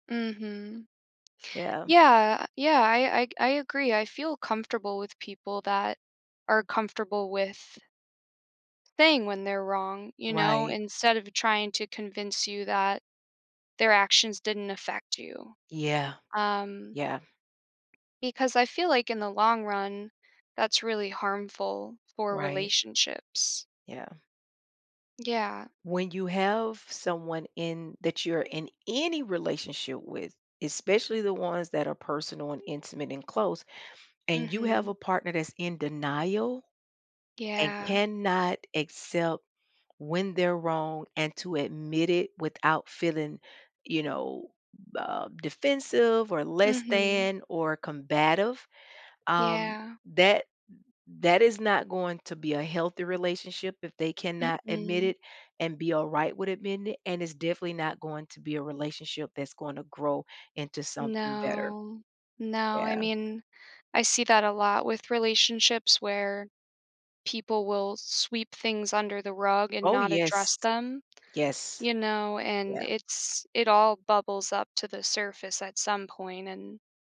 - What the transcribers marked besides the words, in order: other background noise; tapping; stressed: "any"; drawn out: "No"
- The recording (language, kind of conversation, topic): English, unstructured, Why do people find it hard to admit they're wrong?